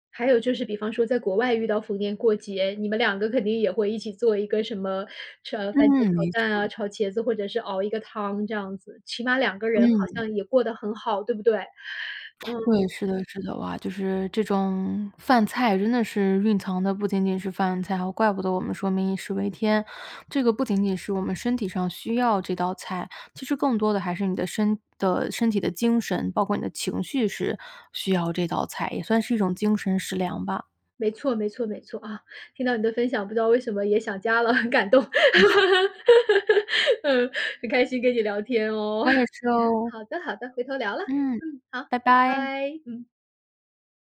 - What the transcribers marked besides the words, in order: other noise; other background noise; chuckle; laugh; laughing while speaking: "嗯，很开心跟你聊天哦"; chuckle
- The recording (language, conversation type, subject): Chinese, podcast, 小时候哪道菜最能让你安心？